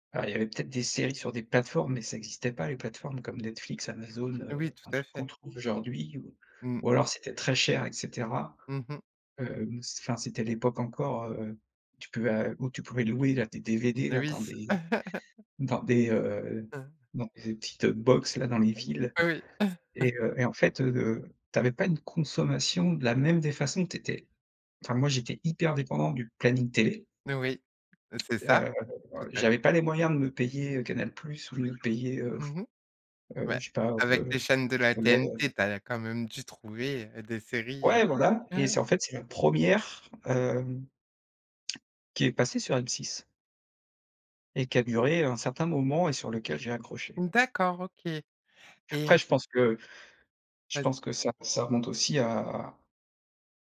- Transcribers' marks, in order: chuckle; other background noise; chuckle; unintelligible speech; chuckle
- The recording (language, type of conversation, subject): French, podcast, Qu’est-ce qui rend une série addictive à tes yeux ?